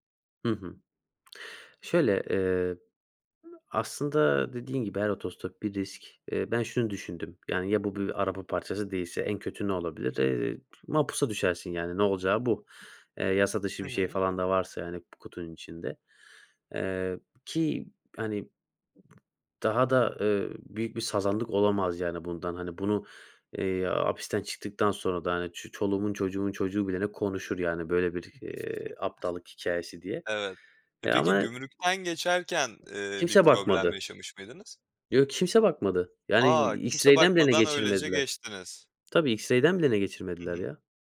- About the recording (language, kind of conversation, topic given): Turkish, podcast, Yolculukta karşılaştığın en beklenmedik iyilik neydi?
- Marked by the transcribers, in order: other noise; other background noise; chuckle; tapping